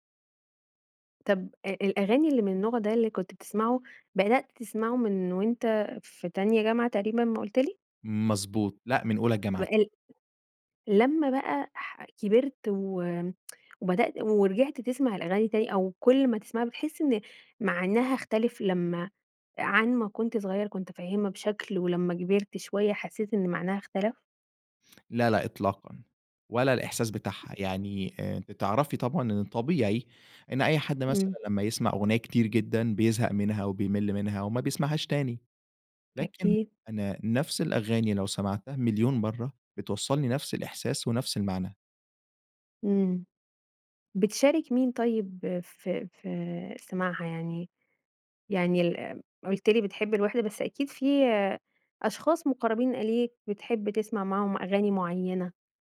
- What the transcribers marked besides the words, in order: tapping; tsk
- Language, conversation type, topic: Arabic, podcast, إيه دور الذكريات في حبّك لأغاني معيّنة؟